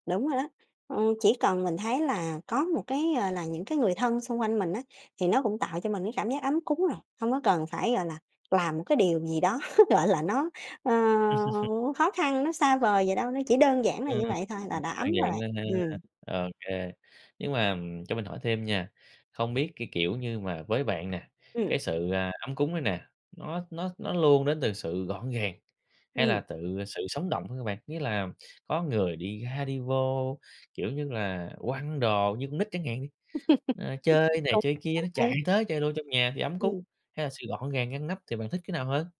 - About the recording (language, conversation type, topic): Vietnamese, podcast, Bạn làm gì để nhà luôn ấm cúng?
- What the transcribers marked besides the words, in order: other background noise; tapping; laugh; laugh; unintelligible speech